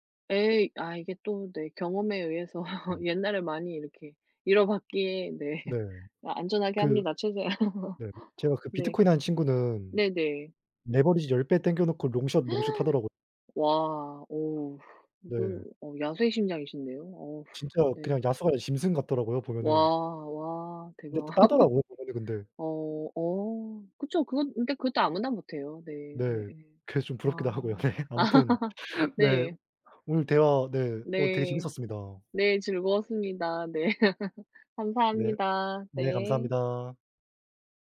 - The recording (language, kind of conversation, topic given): Korean, unstructured, 정치 이야기를 하면서 좋았던 경험이 있나요?
- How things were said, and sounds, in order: laugh; tapping; laughing while speaking: "잃어봤기에"; gasp; laugh; unintelligible speech; laughing while speaking: "네"; laugh; laugh